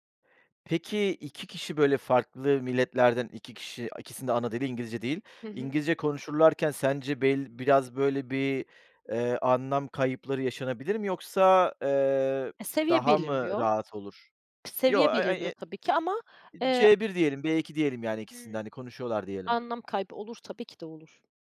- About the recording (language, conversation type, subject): Turkish, podcast, Dil kimliğini nasıl şekillendiriyor?
- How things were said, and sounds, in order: other background noise; unintelligible speech